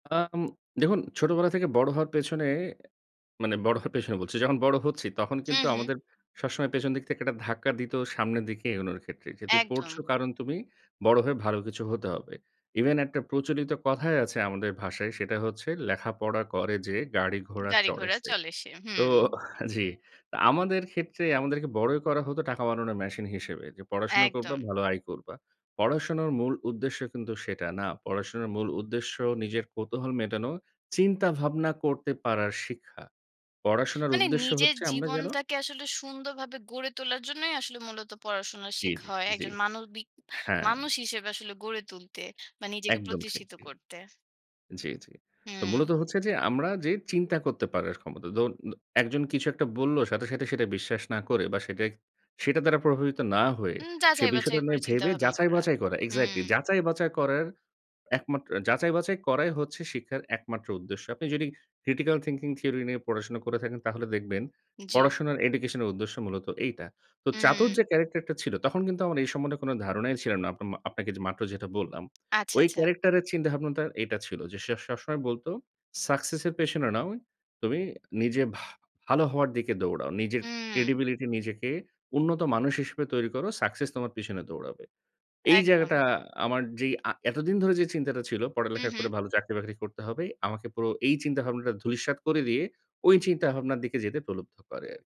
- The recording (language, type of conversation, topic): Bengali, podcast, কোন সিনেমাটি আপনার জীবনে সবচেয়ে গভীর প্রভাব ফেলেছে বলে আপনি মনে করেন?
- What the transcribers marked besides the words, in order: other background noise; tapping; "যাচাই-বাচাই" said as "বাছাই"; "যাচাই-বাচাই" said as "বাছাই"; in English: "critical thinking theory"; in English: "education"; in English: "character"; in English: "character"; in English: "credibility"